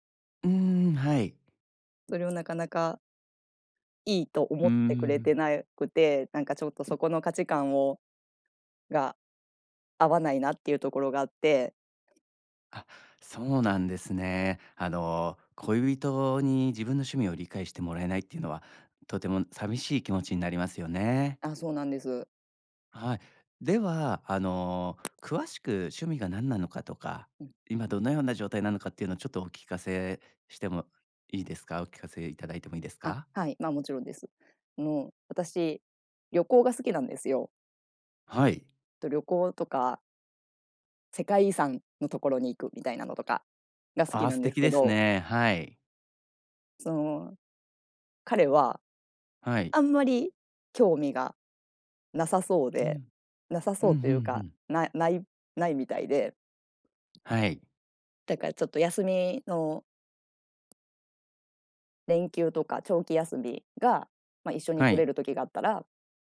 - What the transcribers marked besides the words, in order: other background noise; other noise
- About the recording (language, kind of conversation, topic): Japanese, advice, 恋人に自分の趣味や価値観を受け入れてもらえないとき、どうすればいいですか？
- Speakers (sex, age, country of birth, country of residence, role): female, 35-39, Japan, Thailand, user; male, 40-44, Japan, Japan, advisor